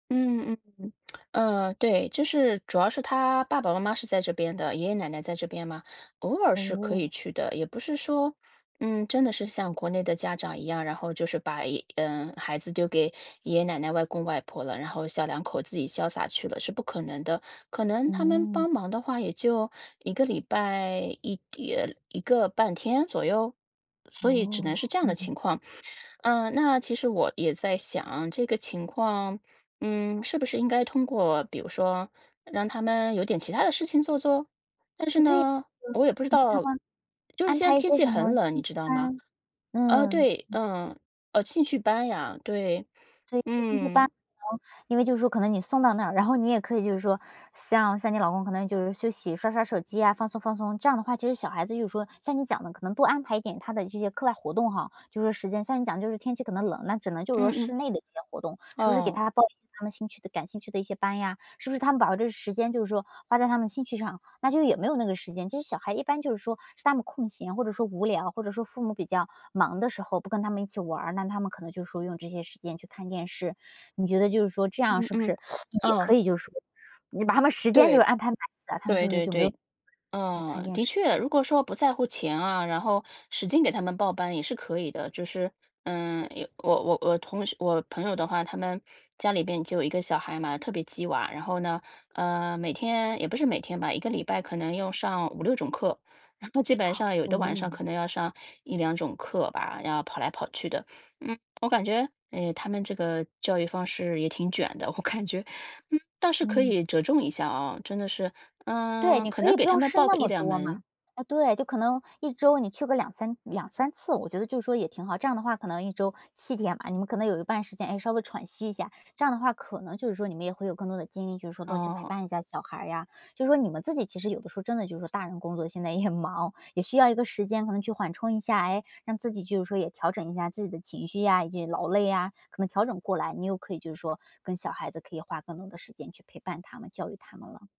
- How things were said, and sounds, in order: tsk; anticipating: "对"; other background noise; background speech; teeth sucking; other noise; chuckle; inhale; laughing while speaking: "我感觉"; stressed: "那么"; laughing while speaking: "现在也忙"
- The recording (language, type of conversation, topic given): Chinese, advice, 我该如何处理我和伴侣在育儿方式上反复争吵的问题？